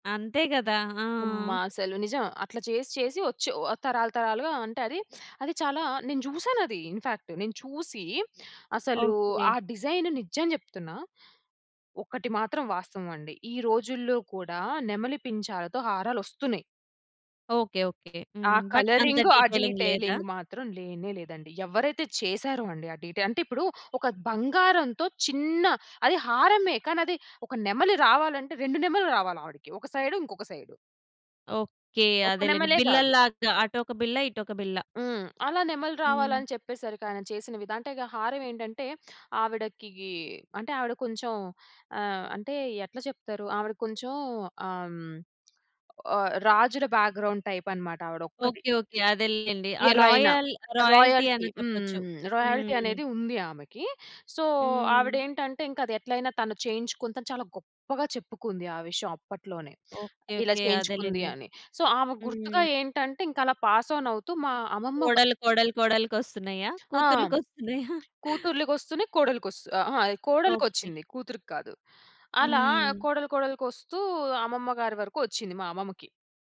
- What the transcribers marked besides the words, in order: in English: "ఇన్‌ఫాక్ట్"; in English: "డిజైన్"; stressed: "నిజం"; in English: "బట్"; in English: "కలరింగ్"; in English: "డీటెయిలింగ్"; in English: "డీటెయిలింగ్"; horn; in English: "డీటెయి"; stressed: "చిన్న"; in English: "సైడ్"; in English: "సైడ్"; tapping; in English: "బ్యాగ్రౌండ్ టైప్"; other background noise; in English: "రాయల్టీ"; in English: "రాయల్ రాయల్టీ"; in English: "రాయల్టీ"; in English: "సో"; in English: "సో"; in English: "పాస్ ఆన్"; laughing while speaking: "కూతుర్లు కొస్తున్నయా?"
- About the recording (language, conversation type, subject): Telugu, podcast, మీ దగ్గర ఉన్న ఏదైనా ఆభరణం గురించి దాని కథను చెప్పగలరా?